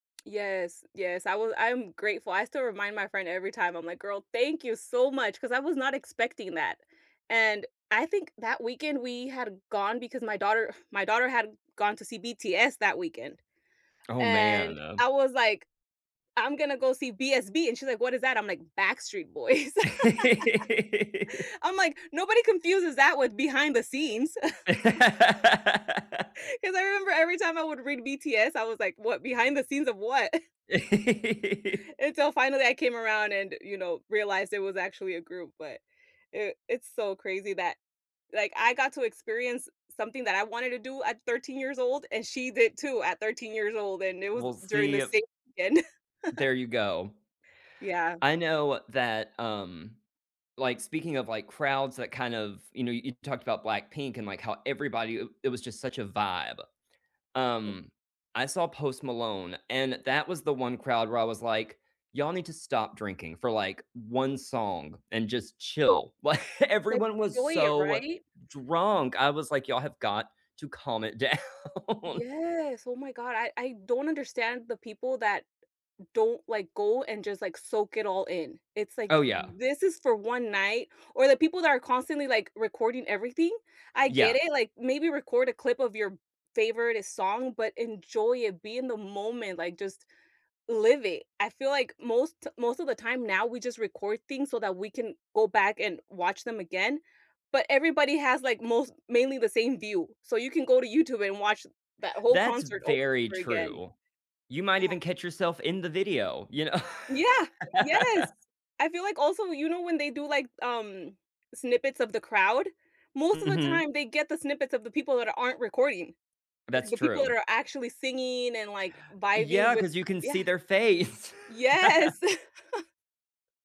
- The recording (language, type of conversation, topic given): English, unstructured, Which concerts surprised you—for better or worse—and what made them unforgettable?
- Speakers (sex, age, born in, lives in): female, 35-39, United States, United States; male, 35-39, United States, United States
- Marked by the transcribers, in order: other background noise; laugh; laugh; chuckle; chuckle; laugh; chuckle; unintelligible speech; laughing while speaking: "Like"; stressed: "drunk"; laughing while speaking: "down"; laughing while speaking: "kn"; laugh; laugh; laughing while speaking: "Yes"; laugh